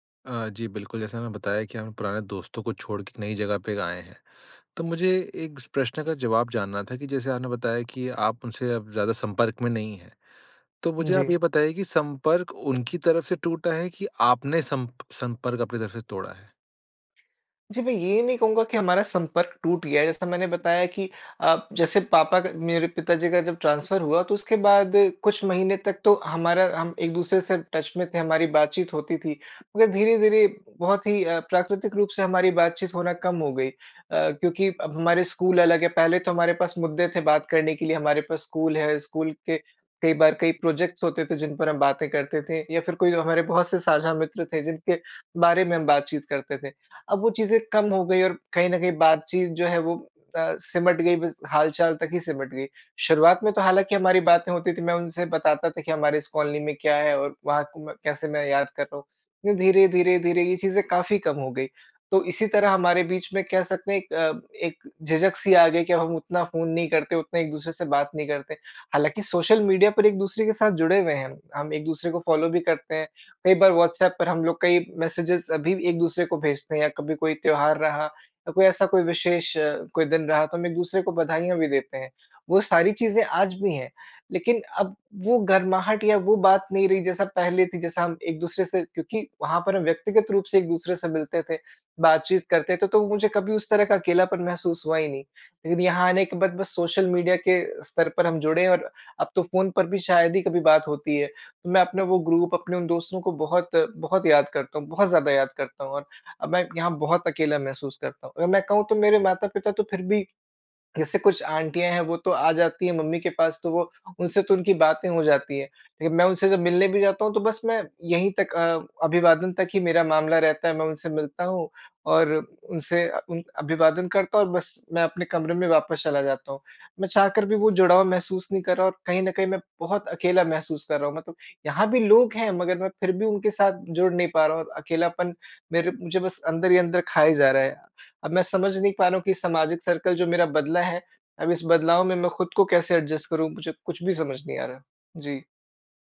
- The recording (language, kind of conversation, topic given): Hindi, advice, लंबे समय बाद दोस्ती टूटने या सामाजिक दायरा बदलने पर अकेलापन क्यों महसूस होता है?
- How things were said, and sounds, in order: in English: "ट्रांसफर"; in English: "टच"; in English: "प्राजेक्ट्स"; in English: "मेसेज़स"; in English: "ग्रुप"; in English: "आंटियाँ"; in English: "सर्किल"; in English: "एडजस्ट"